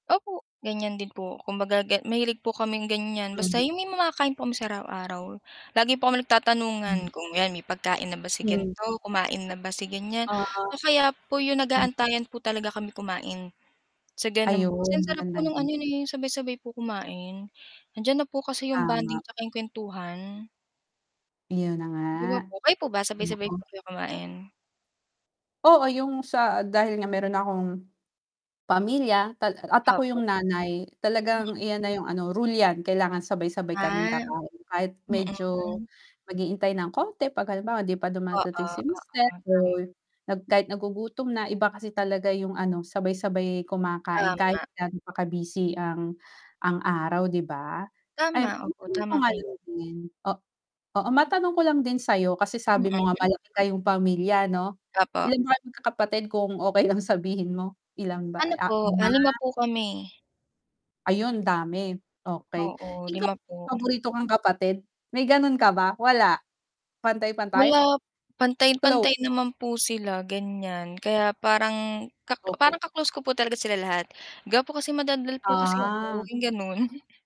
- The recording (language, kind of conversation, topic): Filipino, unstructured, Paano mo ipinapakita ang pagmamahal sa iyong pamilya araw-araw?
- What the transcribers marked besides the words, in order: static; mechanical hum; distorted speech; other background noise; unintelligible speech; laughing while speaking: "okey lang"; tapping; chuckle